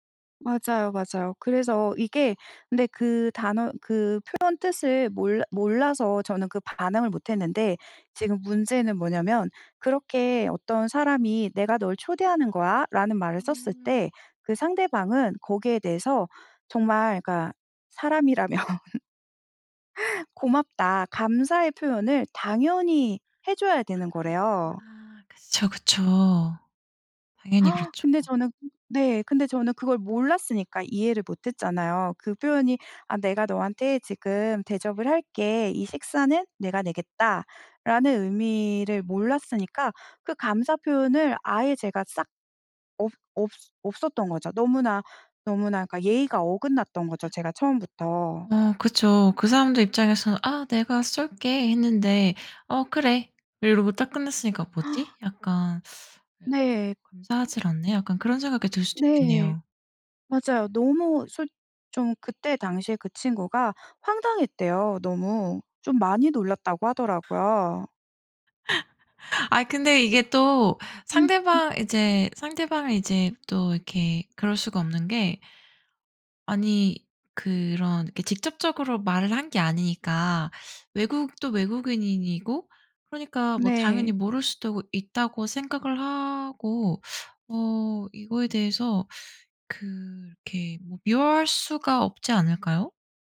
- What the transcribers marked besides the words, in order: other background noise; laughing while speaking: "사람이라면"; gasp; gasp; teeth sucking; laugh
- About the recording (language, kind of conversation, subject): Korean, podcast, 문화 차이 때문에 어색했던 순간을 이야기해 주실래요?